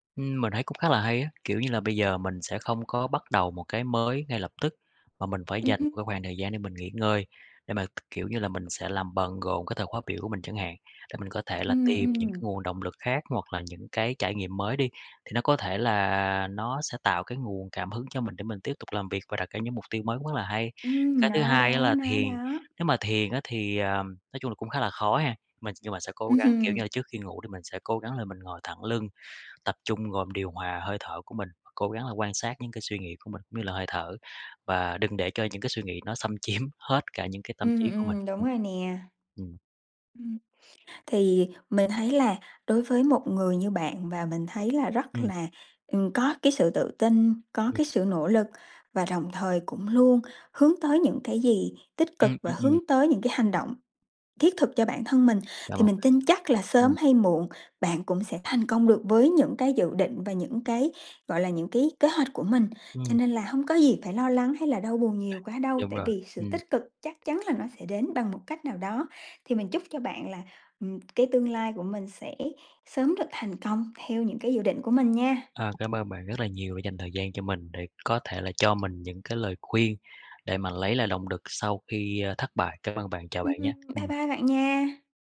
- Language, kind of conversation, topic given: Vietnamese, advice, Làm thế nào để lấy lại động lực sau khi dự án trước thất bại?
- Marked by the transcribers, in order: other background noise; tapping; laughing while speaking: "Ừm"; laughing while speaking: "chiếm"; unintelligible speech